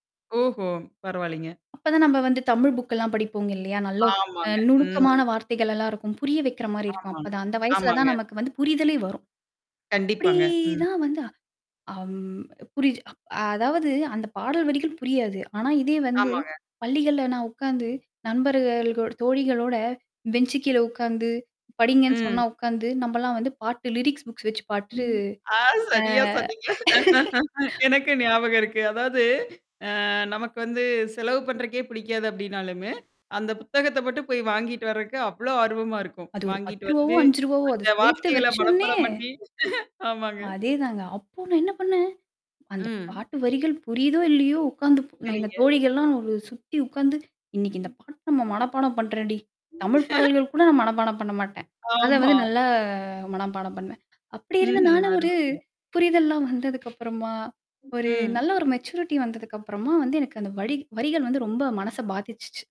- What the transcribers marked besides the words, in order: static; distorted speech; other background noise; laughing while speaking: "ஆ சரியா சொன்னீங்க"; laugh; "வரதுக்கு" said as "வரக்கு"; tapping; chuckle; laughing while speaking: "ஆமாங்க"; laugh; laughing while speaking: "ஆமா"; in English: "மெச்சூரிட்டி"
- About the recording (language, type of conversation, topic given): Tamil, podcast, குழந்தைப் பருவத்தில் கேட்ட பாடல்கள் உங்கள் இசை ரசனையை எப்படிப் மாற்றின?